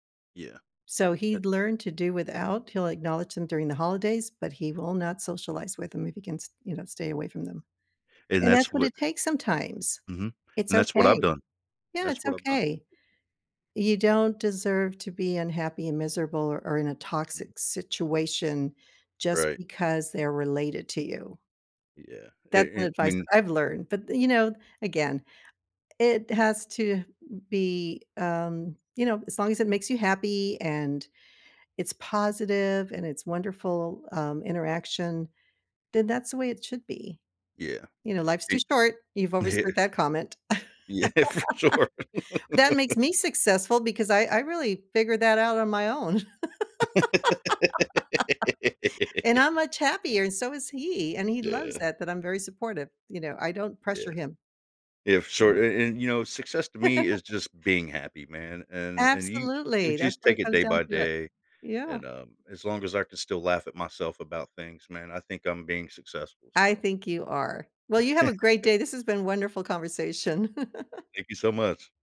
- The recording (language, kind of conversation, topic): English, unstructured, How do you define success in your own life?
- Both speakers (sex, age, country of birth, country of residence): female, 70-74, United States, United States; male, 40-44, United States, United States
- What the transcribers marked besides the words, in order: other background noise; laughing while speaking: "Yeah"; laughing while speaking: "Yeah, for sure"; laugh; laugh; laugh; chuckle; chuckle